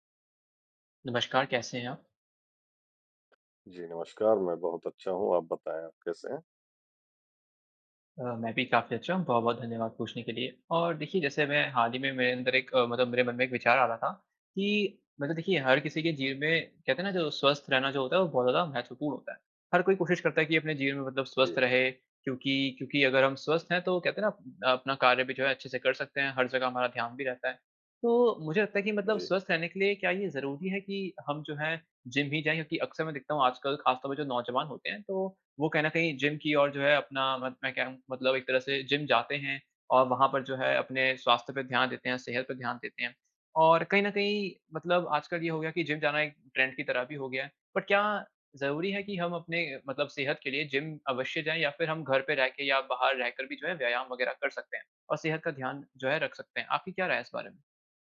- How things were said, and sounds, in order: in English: "ट्रेंड"; in English: "बट"
- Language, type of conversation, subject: Hindi, unstructured, क्या जिम जाना सच में ज़रूरी है?